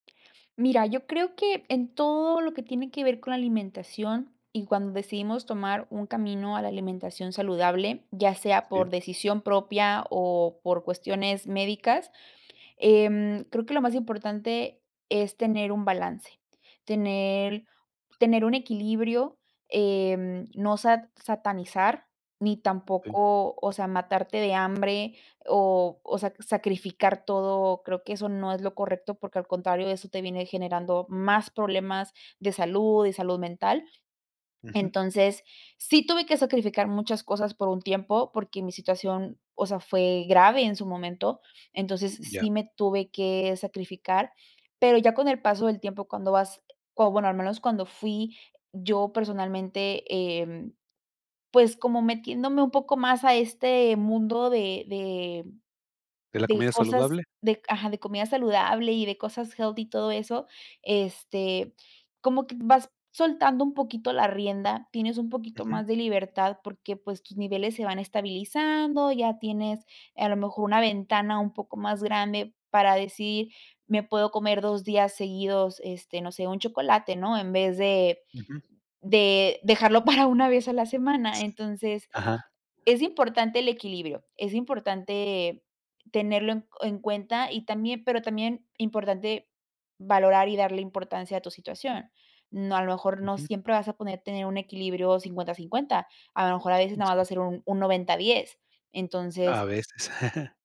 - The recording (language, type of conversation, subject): Spanish, podcast, ¿Qué papel juega la cocina casera en tu bienestar?
- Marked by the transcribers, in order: in English: "healthy"; laughing while speaking: "para una vez a la semana"; chuckle